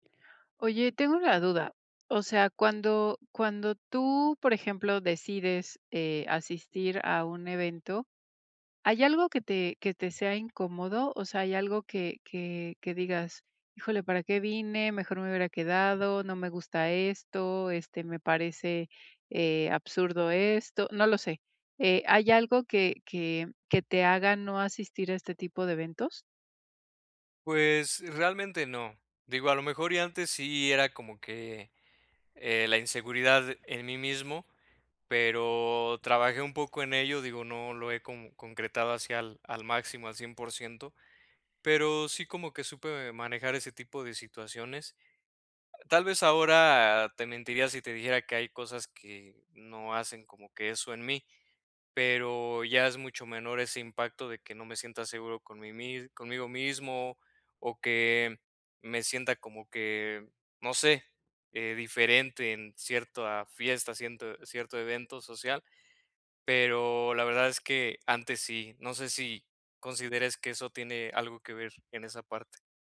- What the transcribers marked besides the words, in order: other background noise
- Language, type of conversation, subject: Spanish, advice, ¿Cómo puedo dejar de tener miedo a perderme eventos sociales?